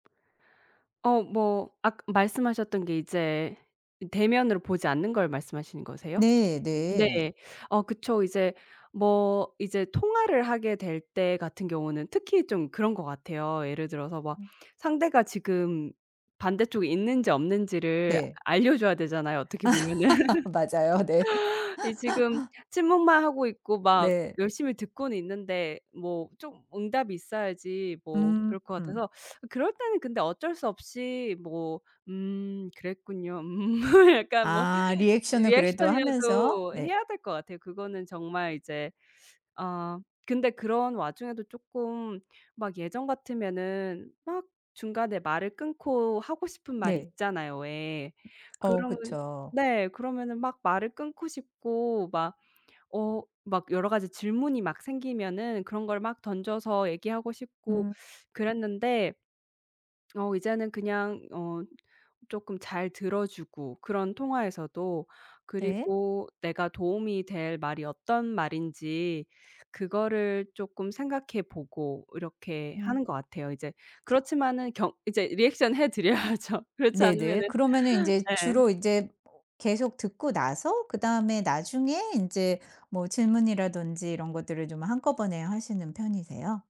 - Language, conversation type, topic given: Korean, podcast, 침묵 속에서 얻은 깨달음이 있나요?
- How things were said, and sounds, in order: laugh; laughing while speaking: "네"; laugh; laughing while speaking: "보면은"; other background noise; teeth sucking; laughing while speaking: "음. 약간 뭐"; tapping; laughing while speaking: "드려야죠"